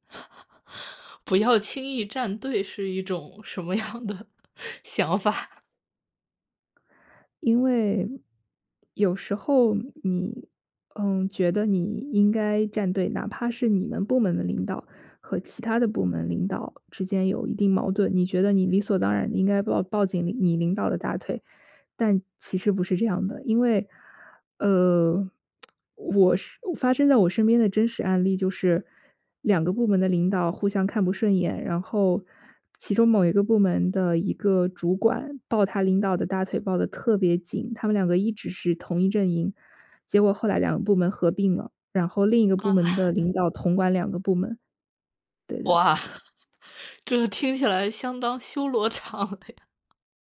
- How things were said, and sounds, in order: laugh; laughing while speaking: "不要轻易站队是一种什么样的想法"; lip smack; laughing while speaking: "啊"; laughing while speaking: "哇，这听起来相当修罗场了呀"; chuckle
- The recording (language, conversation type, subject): Chinese, podcast, 你会给刚踏入职场的人什么建议？